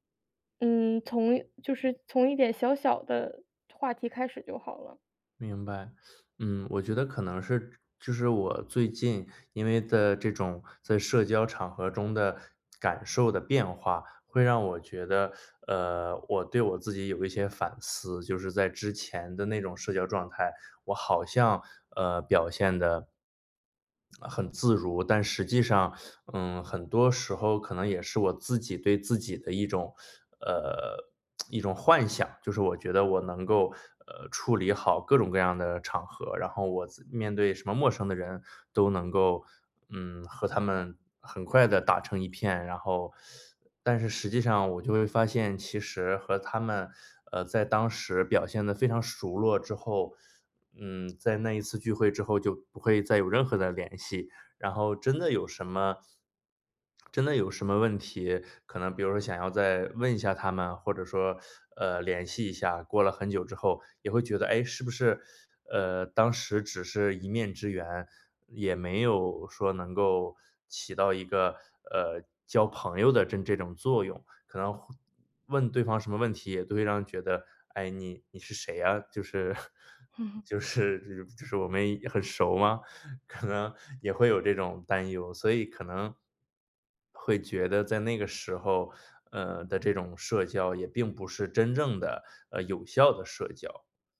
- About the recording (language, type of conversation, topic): Chinese, advice, 在聚会时觉得社交尴尬、不知道怎么自然聊天，我该怎么办？
- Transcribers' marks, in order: teeth sucking; tsk; other background noise; chuckle; laughing while speaking: "是"